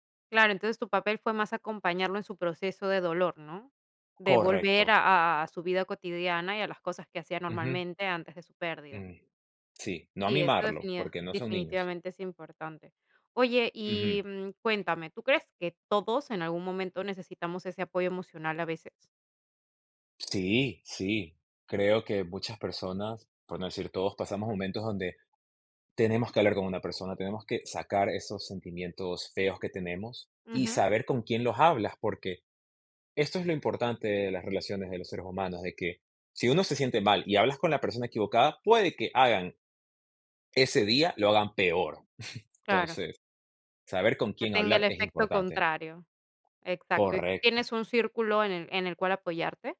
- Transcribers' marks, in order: chuckle
- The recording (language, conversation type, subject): Spanish, podcast, ¿Cómo apoyar a alguien que se siente solo?
- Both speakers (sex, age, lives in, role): female, 30-34, Italy, host; male, 25-29, United States, guest